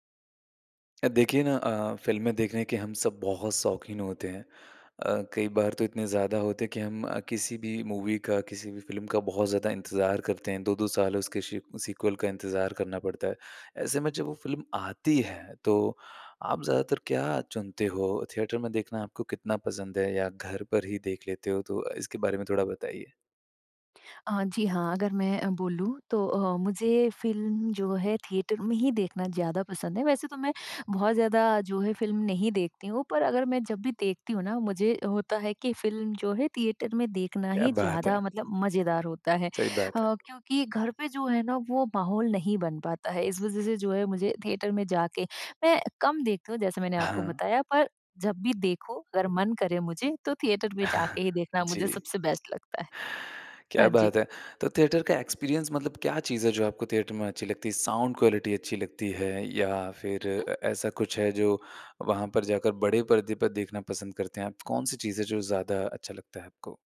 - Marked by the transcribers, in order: other background noise; in English: "मूवी"; in English: "सी सीक्वल"; in English: "थिएटर"; in English: "थिएटर"; in English: "थिएटर"; tapping; in English: "थिएटर"; in English: "थिएटर"; chuckle; in English: "बेस्ट"; in English: "थिएटर"; in English: "एक्सपीरियंस"; in English: "थिएटर"; in English: "साउंड क्वालिटी"
- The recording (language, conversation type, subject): Hindi, podcast, आप थिएटर में फिल्म देखना पसंद करेंगे या घर पर?